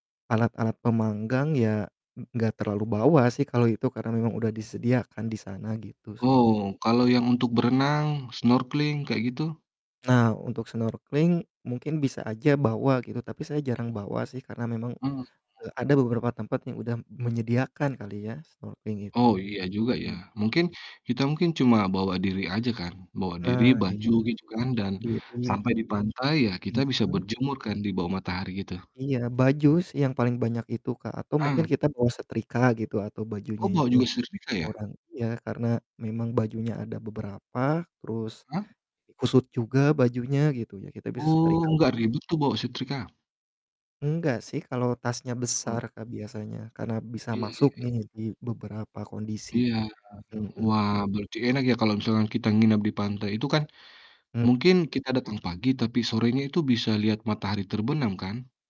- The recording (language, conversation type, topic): Indonesian, unstructured, Apa tempat liburan favoritmu, dan mengapa?
- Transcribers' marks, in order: other background noise; distorted speech; "setrika" said as "sertrika"; unintelligible speech